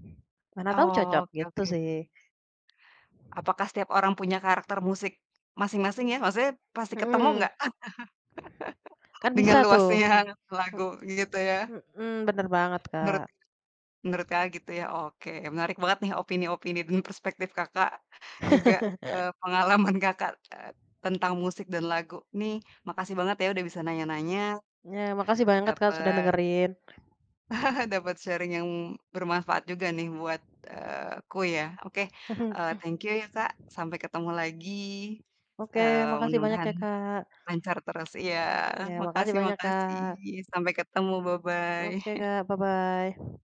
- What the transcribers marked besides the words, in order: other background noise; tapping; chuckle; laughing while speaking: "luasnya"; chuckle; laughing while speaking: "pengalaman"; chuckle; in English: "sharing"; in English: "bye-bye"; in English: "bye-bye"; chuckle
- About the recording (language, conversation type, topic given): Indonesian, podcast, Mengapa sebuah lagu bisa terasa sangat nyambung dengan perasaanmu?